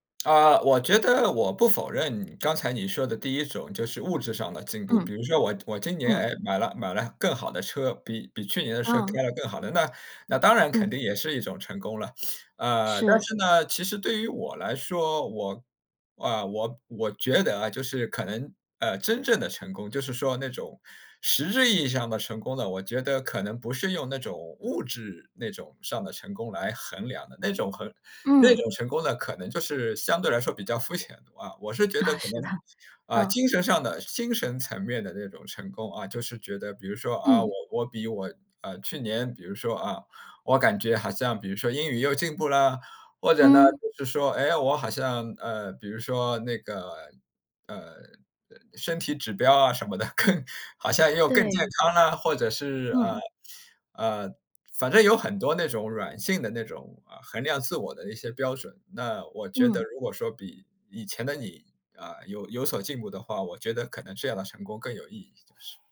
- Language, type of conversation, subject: Chinese, podcast, 你能跟我们说说如何重新定义成功吗？
- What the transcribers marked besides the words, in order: other background noise; other noise; laughing while speaking: "啊，是的"; laughing while speaking: "更"